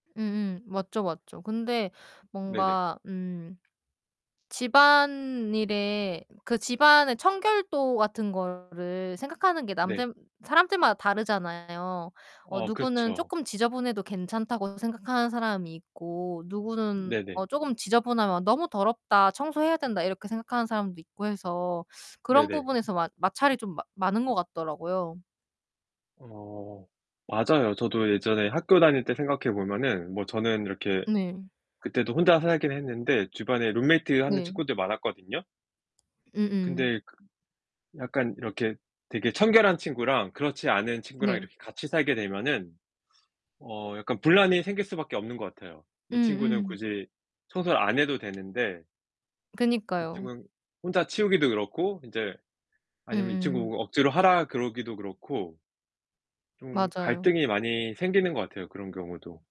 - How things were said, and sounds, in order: other background noise; distorted speech; tapping
- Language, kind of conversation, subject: Korean, unstructured, 집안일을 공평하게 나누는 것에 대해 어떻게 생각하시나요?